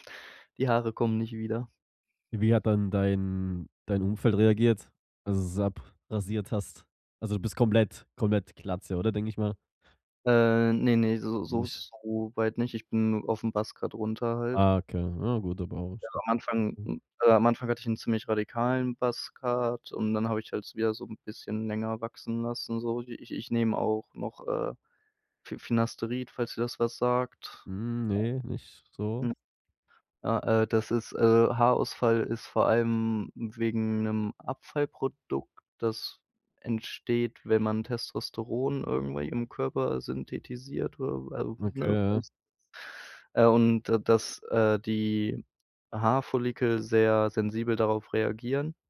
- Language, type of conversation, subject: German, podcast, Was war dein mutigster Stilwechsel und warum?
- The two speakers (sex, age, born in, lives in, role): male, 25-29, Germany, Germany, guest; male, 25-29, Germany, Germany, host
- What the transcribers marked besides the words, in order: in English: "Buzz Cut"; unintelligible speech; in English: "Buzz Cut"; unintelligible speech